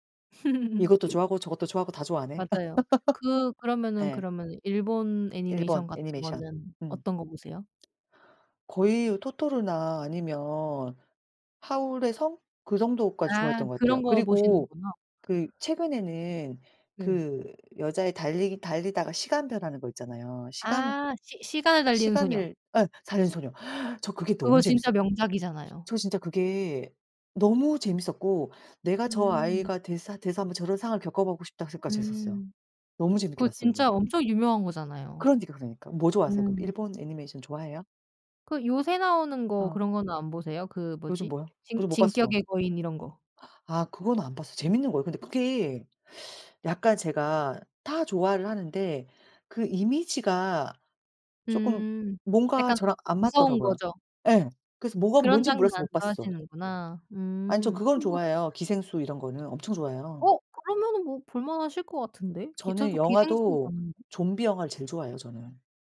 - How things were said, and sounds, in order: laugh; other background noise; laugh; inhale; tapping; teeth sucking; unintelligible speech
- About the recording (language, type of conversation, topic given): Korean, unstructured, 어렸을 때 가장 좋아했던 만화나 애니메이션은 무엇인가요?